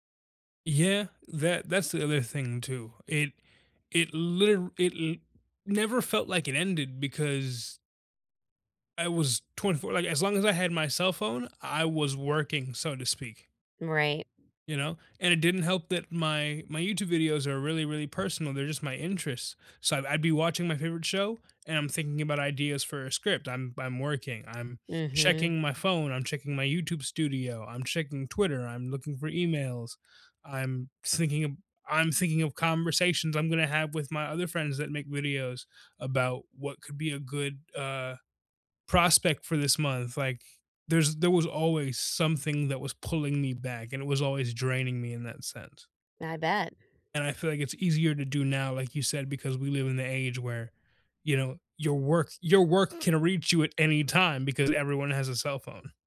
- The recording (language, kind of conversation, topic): English, unstructured, How can I balance work and personal life?
- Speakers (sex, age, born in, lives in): female, 40-44, United States, United States; male, 20-24, United States, United States
- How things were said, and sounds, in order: other background noise